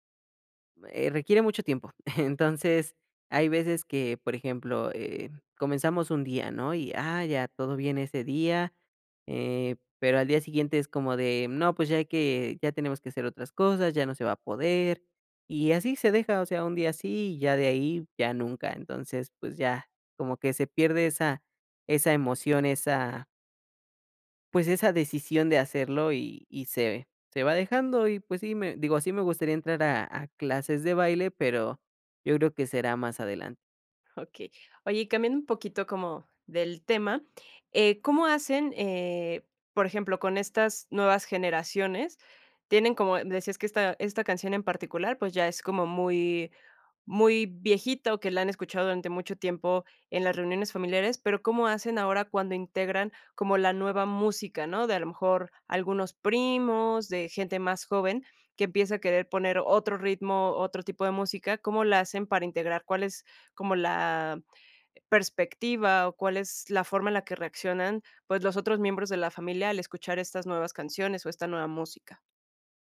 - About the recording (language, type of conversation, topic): Spanish, podcast, ¿Qué canción siempre suena en reuniones familiares?
- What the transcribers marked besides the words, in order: chuckle; other background noise